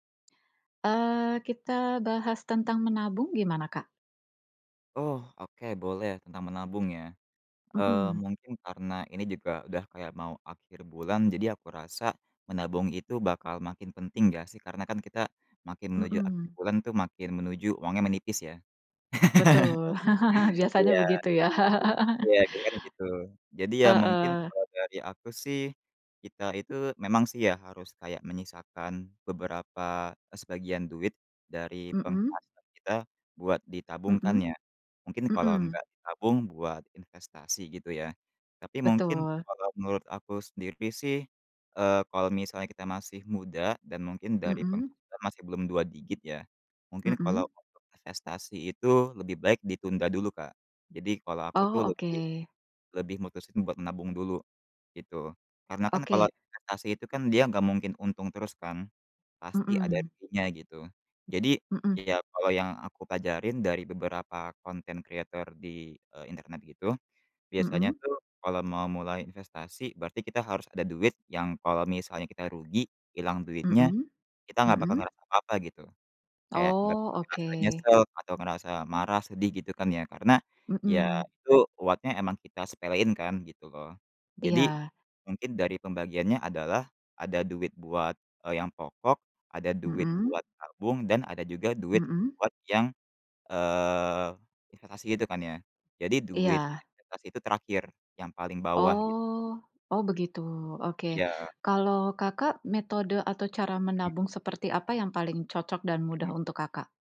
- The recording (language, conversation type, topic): Indonesian, unstructured, Bagaimana kamu mulai menabung untuk masa depan?
- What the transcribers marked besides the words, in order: other background noise; tapping; laugh; chuckle; laughing while speaking: "ya"; laugh; in English: "content creator"